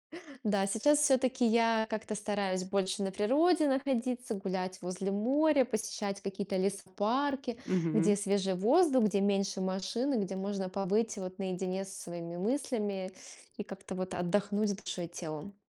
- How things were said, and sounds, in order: none
- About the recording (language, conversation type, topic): Russian, podcast, Где тебе больше всего нравится проводить свободное время и почему?